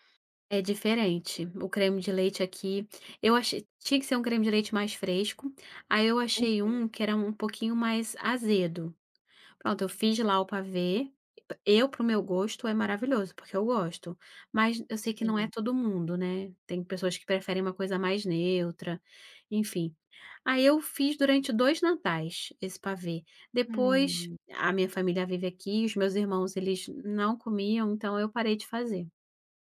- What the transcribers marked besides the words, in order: tapping
- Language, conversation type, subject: Portuguese, podcast, Que comida te conforta num dia ruim?